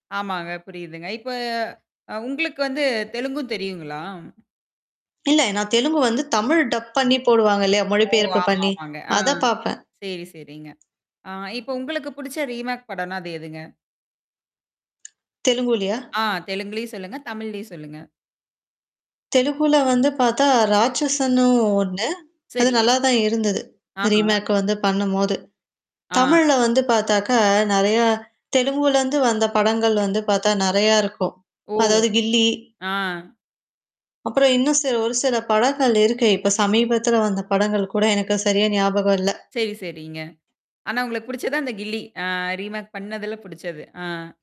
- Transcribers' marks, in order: drawn out: "இப்ப"; in English: "டப்"; distorted speech; in English: "ரீமேக்"; tapping; in English: "ரீமேக்"; drawn out: "அ"; in English: "ரீமேக்"
- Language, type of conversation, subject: Tamil, podcast, படங்களை மறுபதிப்பு செய்வதைப் பற்றி உங்கள் பார்வை என்ன?